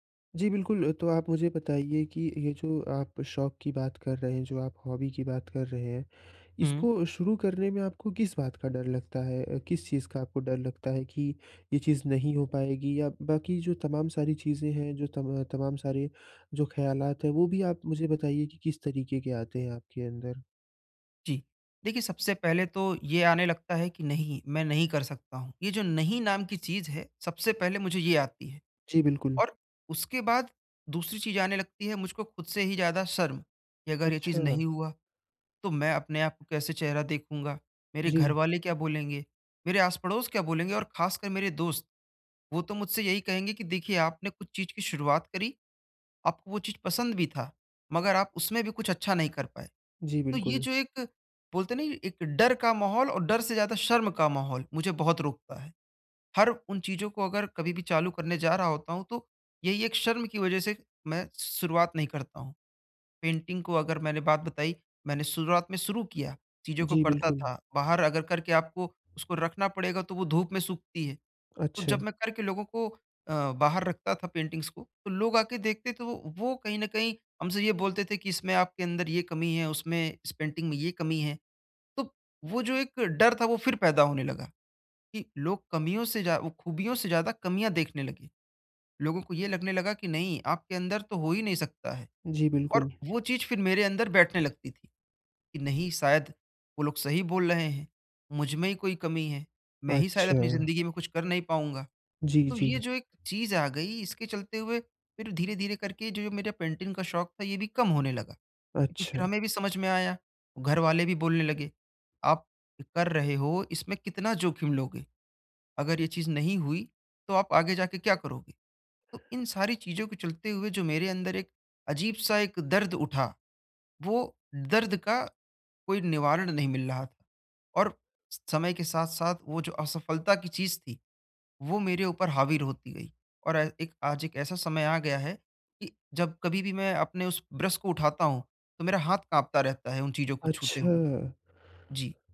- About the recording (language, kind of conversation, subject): Hindi, advice, नई हॉबी शुरू करते समय असफलता के डर और जोखिम न लेने से कैसे निपटूँ?
- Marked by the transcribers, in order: in English: "हॉबी"; in English: "पेंटिंग"; in English: "पेंटिंग्स"; in English: "पेंटिंग"; in English: "पेंटिंग"